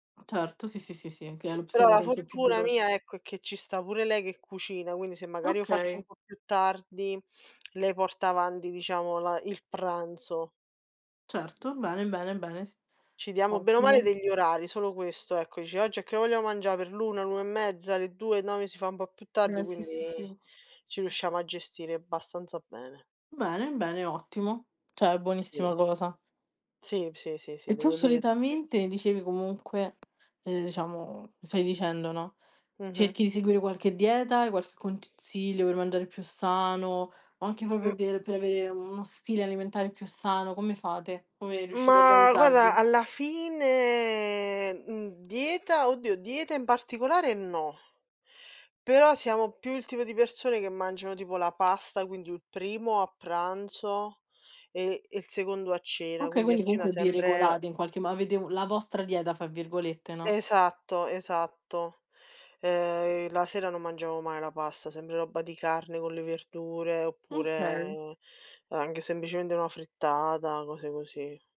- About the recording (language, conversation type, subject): Italian, unstructured, Come scegli cosa mangiare durante la settimana?
- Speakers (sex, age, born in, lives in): female, 20-24, Italy, Italy; female, 30-34, Italy, Italy
- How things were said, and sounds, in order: other background noise; "avanti" said as "avandi"; "abbastanza" said as "bastanza"; "cioè" said as "ceh"; tapping; "consiglio" said as "contsilo"; "proprio" said as "propo"; other noise; drawn out: "fine"; "sempre" said as "sembre"; "anche" said as "anghe"